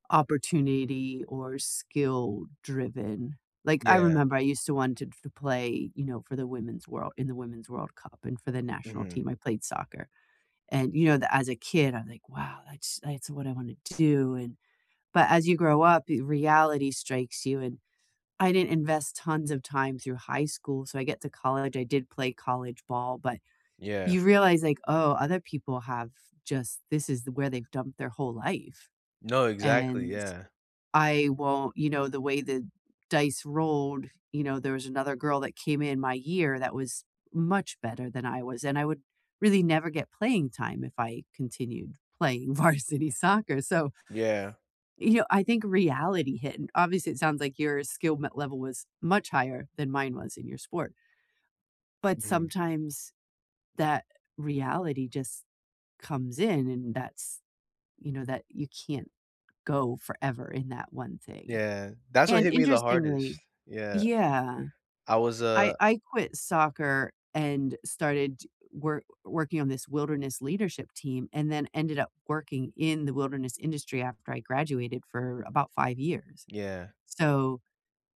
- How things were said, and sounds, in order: other background noise; stressed: "much"; laughing while speaking: "varsity"; tapping
- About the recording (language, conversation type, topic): English, unstructured, What stops people from chasing their dreams?
- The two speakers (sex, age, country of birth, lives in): female, 45-49, United States, United States; male, 20-24, United States, United States